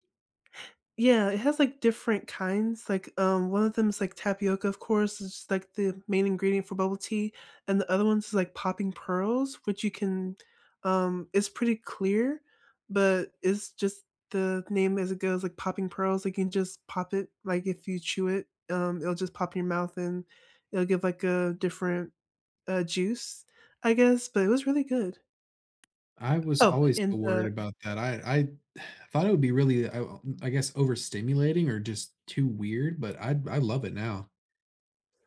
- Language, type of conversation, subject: English, unstructured, Which local spot feels like a hidden gem to you, and what stories make it special?
- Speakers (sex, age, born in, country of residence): female, 25-29, United States, United States; male, 20-24, United States, United States
- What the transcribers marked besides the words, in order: sigh